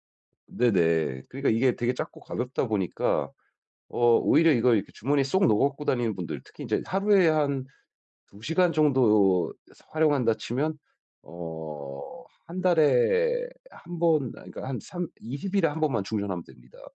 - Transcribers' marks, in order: tapping; other background noise
- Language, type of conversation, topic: Korean, advice, 디지털 기기 사용이 휴식을 자주 방해할 때 어떻게 하면 좋을까요?